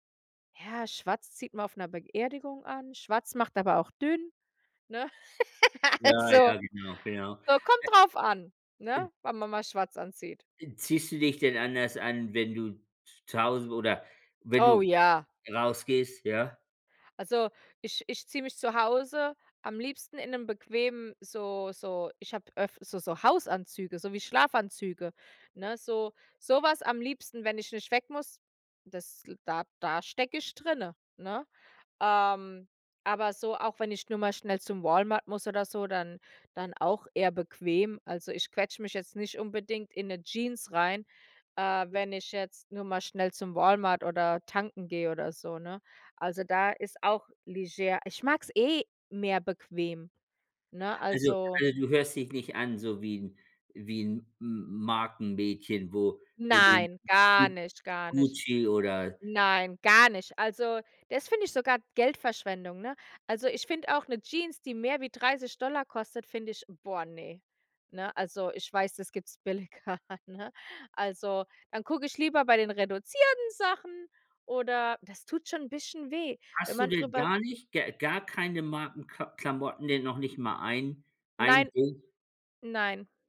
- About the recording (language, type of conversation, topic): German, unstructured, Wie würdest du deinen Stil beschreiben?
- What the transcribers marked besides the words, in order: laugh; other noise; unintelligible speech; laughing while speaking: "billiger"; put-on voice: "reduzierten Sachen"